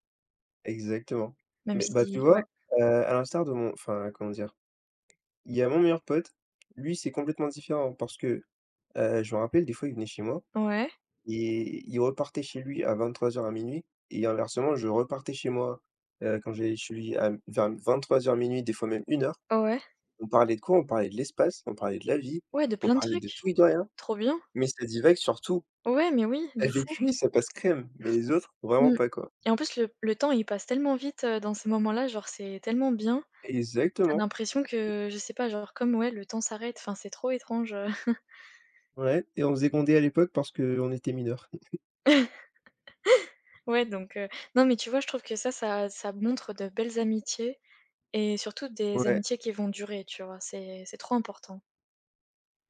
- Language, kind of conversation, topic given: French, unstructured, Quelle qualité apprécies-tu le plus chez tes amis ?
- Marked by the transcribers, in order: tapping; chuckle; chuckle; laugh